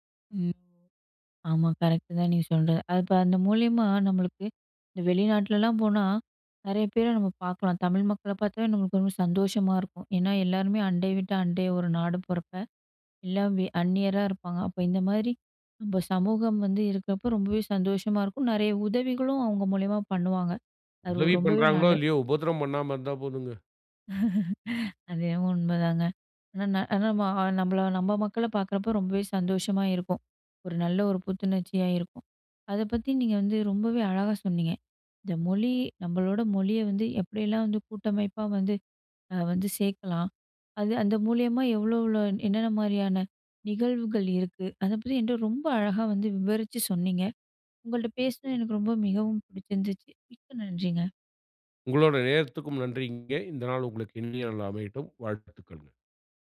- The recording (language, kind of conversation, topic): Tamil, podcast, மொழி உங்கள் தனிச்சமுதாயத்தை எப்படிக் கட்டமைக்கிறது?
- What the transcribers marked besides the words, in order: other background noise; other noise; laugh